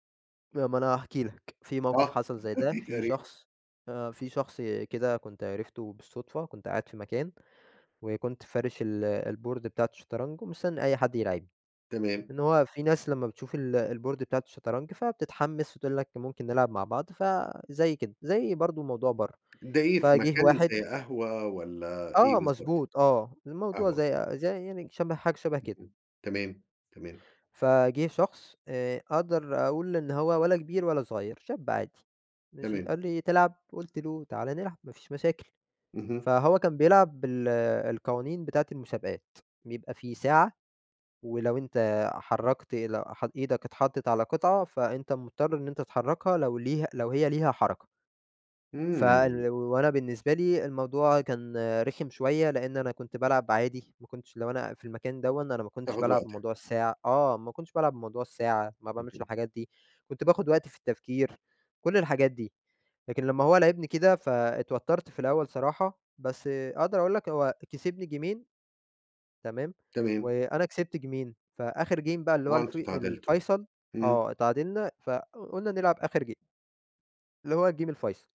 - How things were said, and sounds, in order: laughing while speaking: "يا ريْت"; in English: "الboard"; in English: "الboard"; in English: "جيْمين"; in English: "جيْمين"; in English: "game"; in English: "game"; in English: "الgame"
- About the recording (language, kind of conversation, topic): Arabic, podcast, إيه أكبر تحدّي واجهك في هوايتك؟